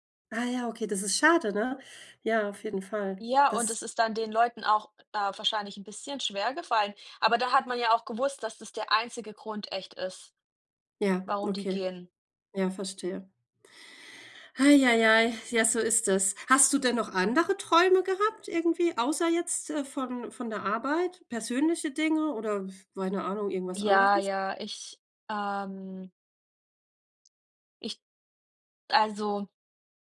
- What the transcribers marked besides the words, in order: other noise
- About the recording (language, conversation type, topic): German, unstructured, Was fasziniert dich am meisten an Träumen, die sich so real anfühlen?